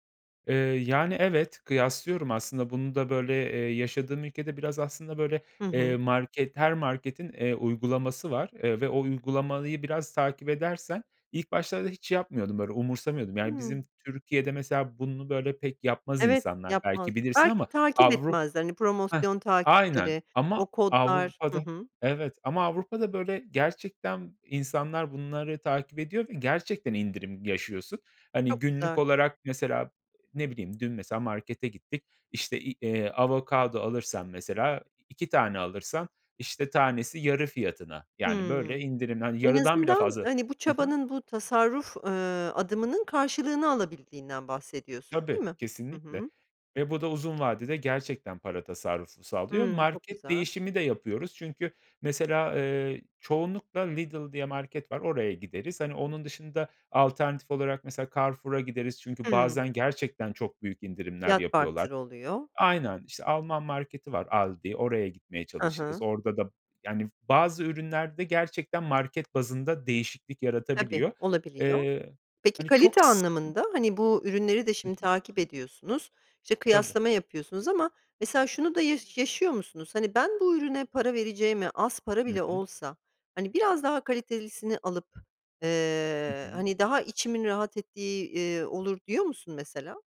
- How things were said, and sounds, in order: other background noise; tapping
- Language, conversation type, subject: Turkish, podcast, Evde para tasarrufu için neler yapıyorsunuz?